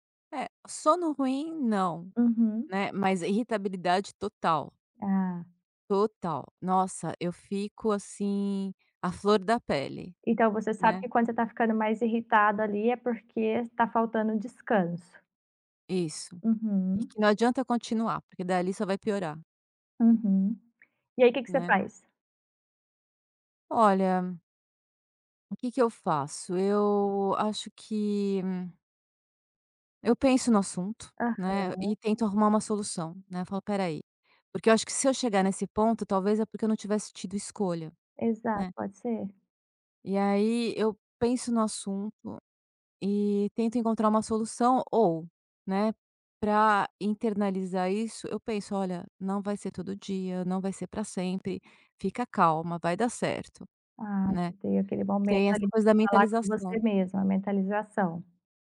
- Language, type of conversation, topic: Portuguese, podcast, Como você mantém equilíbrio entre aprender e descansar?
- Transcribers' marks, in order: other background noise; tapping